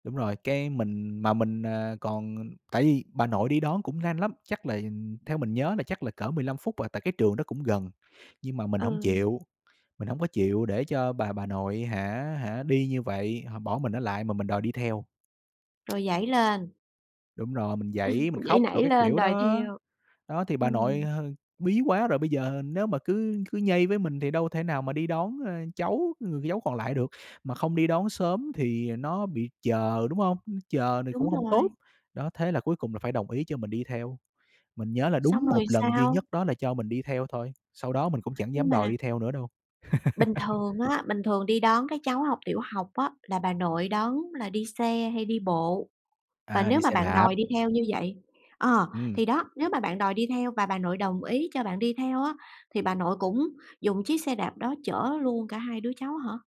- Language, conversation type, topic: Vietnamese, podcast, Ông bà đã đóng vai trò như thế nào trong tuổi thơ của bạn?
- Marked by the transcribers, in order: tsk; laugh; other background noise; laugh